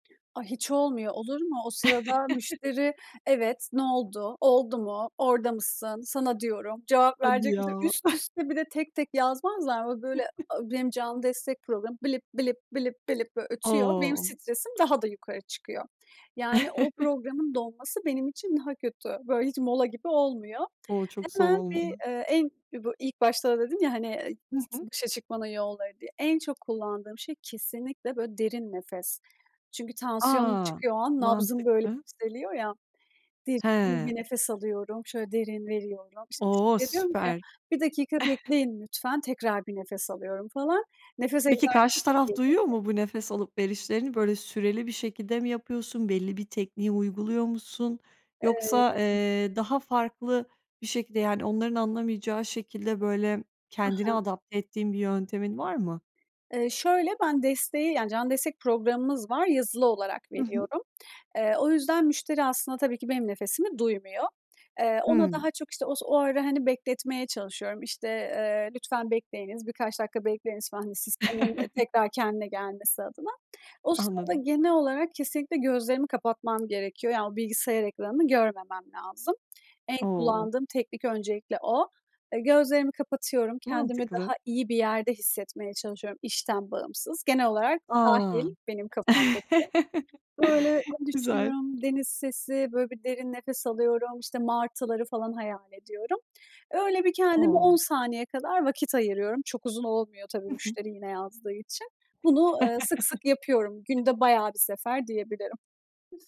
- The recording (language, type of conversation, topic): Turkish, podcast, İş yerinde stresle başa çıkmanın yolları nelerdir?
- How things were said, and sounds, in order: other background noise; chuckle; chuckle; chuckle; chuckle; unintelligible speech; chuckle; tapping; chuckle; chuckle